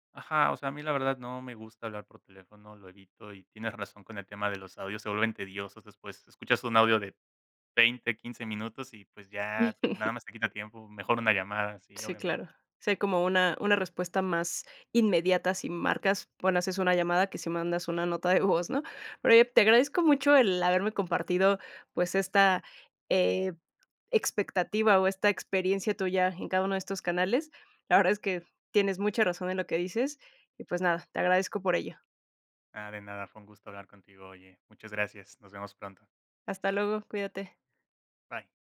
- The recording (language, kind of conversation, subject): Spanish, podcast, ¿Prefieres hablar cara a cara, por mensaje o por llamada?
- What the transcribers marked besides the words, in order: giggle